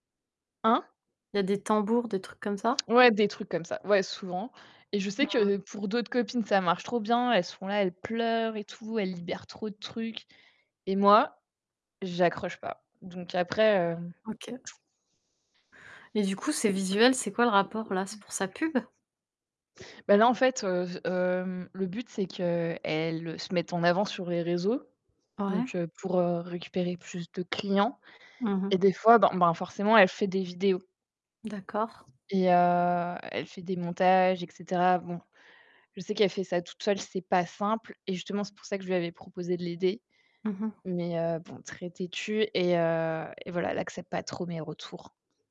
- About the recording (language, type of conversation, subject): French, unstructured, Quelle est votre stratégie pour cultiver des relations positives autour de vous ?
- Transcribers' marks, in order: distorted speech; static; other background noise; tapping